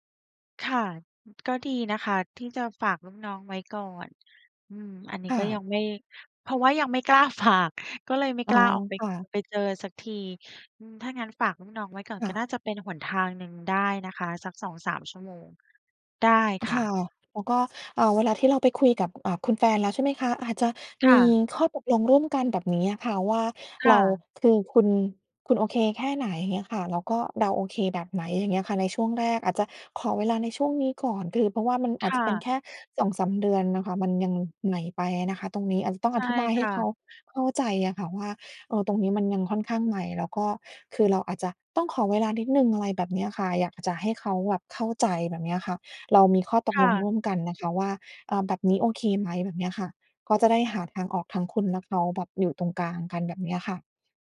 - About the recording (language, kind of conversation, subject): Thai, advice, ความสัมพันธ์ส่วนตัวเสียหายเพราะทุ่มเทให้ธุรกิจ
- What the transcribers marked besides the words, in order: laughing while speaking: "ฝาก"; tapping